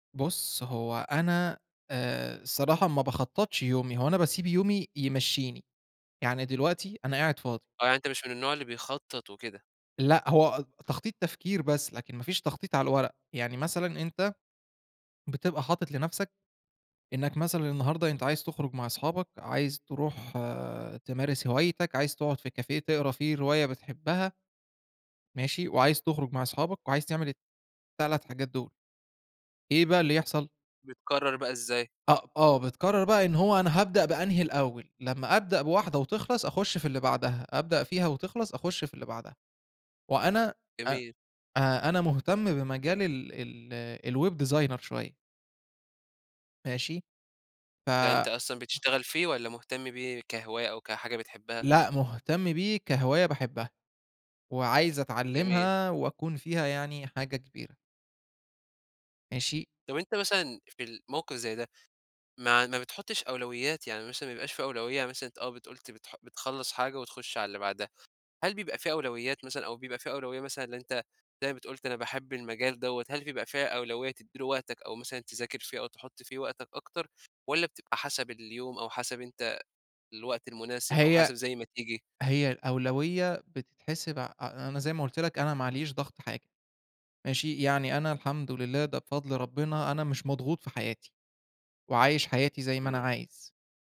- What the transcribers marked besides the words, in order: in English: "كافيه"; in English: "الweb designer"; tapping
- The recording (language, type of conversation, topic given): Arabic, podcast, إزاي بتوازن بين استمتاعك اليومي وخططك للمستقبل؟